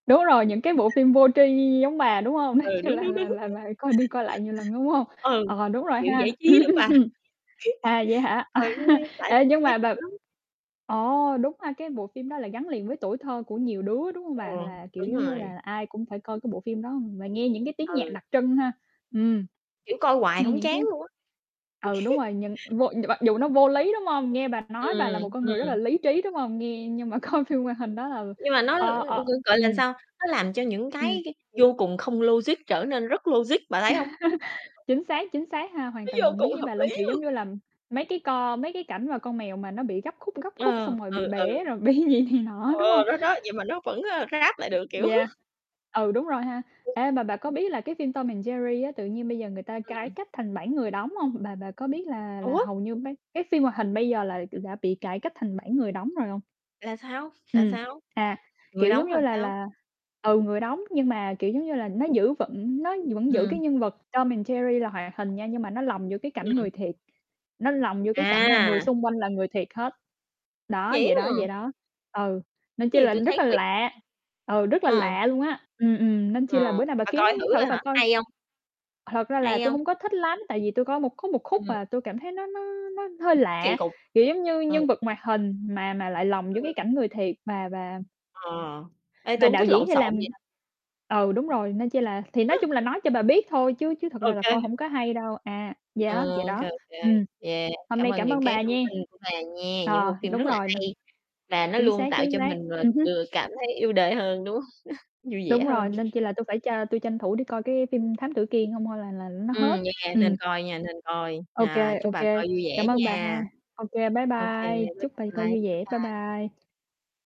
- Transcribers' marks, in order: other background noise; laugh; laughing while speaking: "Ừm, ưm hừm"; laugh; distorted speech; laugh; static; tapping; laugh; mechanical hum; laughing while speaking: "coi"; unintelligible speech; laugh; put-on voice: "Nó vô cùng hợp lý luôn"; laughing while speaking: "bị gì"; other noise; laughing while speaking: "kiểu"; unintelligible speech; unintelligible speech; laughing while speaking: "hông?"; laugh; alarm
- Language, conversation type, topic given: Vietnamese, unstructured, Bạn nghĩ điều gì làm nên một bộ phim hay?